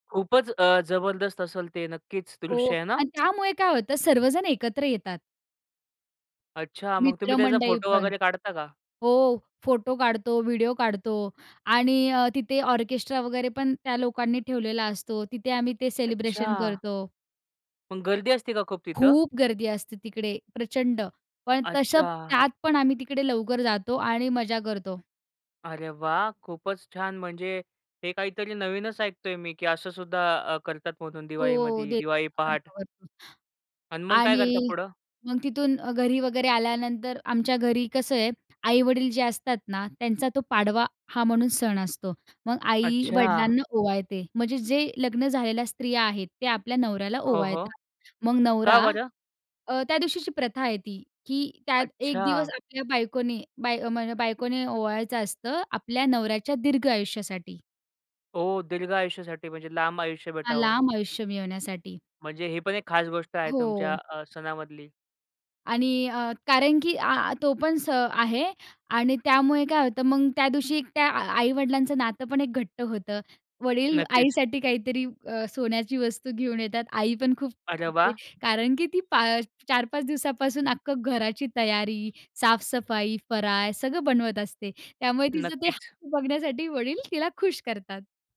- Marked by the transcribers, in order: in English: "सेलिब्रेशन"; other background noise; tapping
- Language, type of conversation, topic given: Marathi, podcast, तुमचे सण साजरे करण्याची खास पद्धत काय होती?